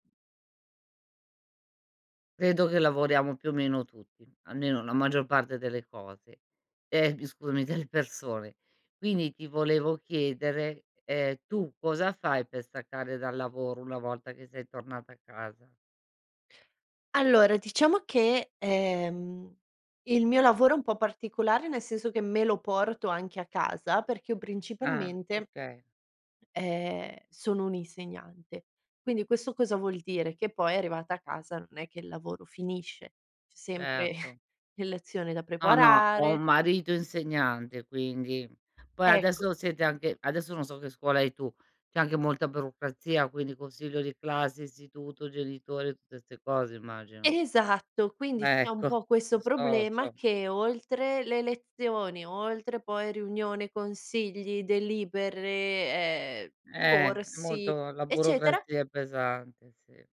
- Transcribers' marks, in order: laughing while speaking: "delle"; chuckle; "burocrazia" said as "borucrazia"
- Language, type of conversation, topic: Italian, podcast, Cosa fai per staccare dal lavoro una volta a casa?
- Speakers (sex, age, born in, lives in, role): female, 30-34, Italy, Italy, guest; female, 55-59, Italy, Italy, host